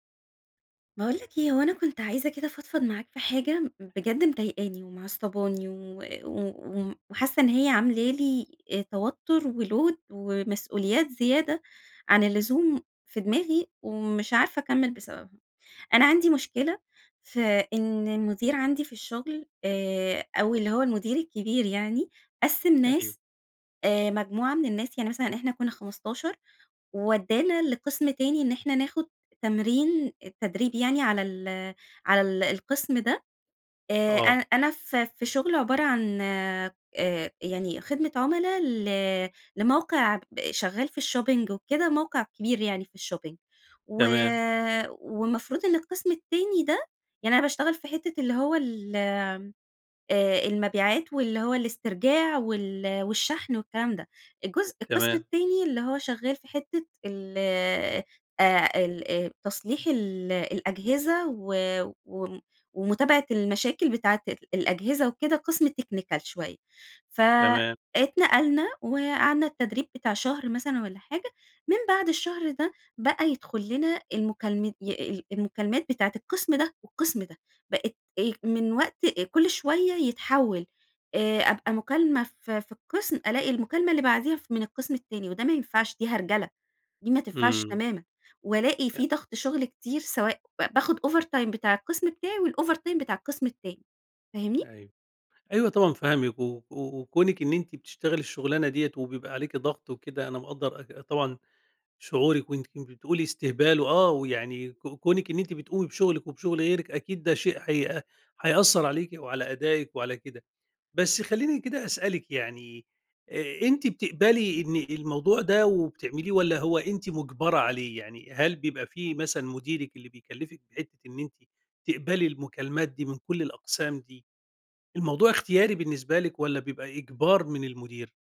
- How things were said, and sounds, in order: in English: "وload"; in English: "الshopping"; in English: "الshopping"; in English: "technical"; in English: "overtime"; in English: "والovertime"
- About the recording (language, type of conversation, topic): Arabic, advice, إزاي أحط حدود لما يحمّلوني شغل زيادة برا نطاق شغلي؟